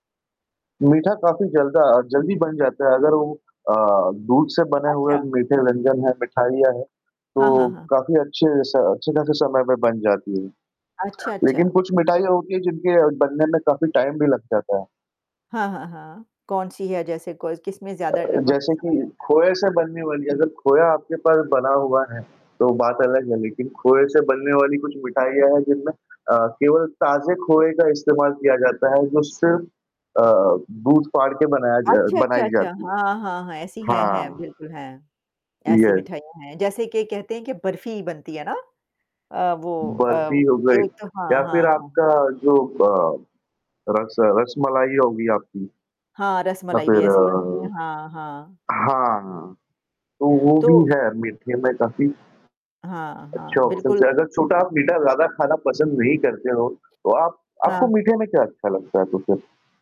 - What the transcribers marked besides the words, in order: distorted speech; static; in English: "टाइम"; in English: "यस"; other background noise; tapping; in English: "ऑप्शन्स"
- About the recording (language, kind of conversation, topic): Hindi, unstructured, कौन से व्यंजन आपके लिए खास हैं और क्यों?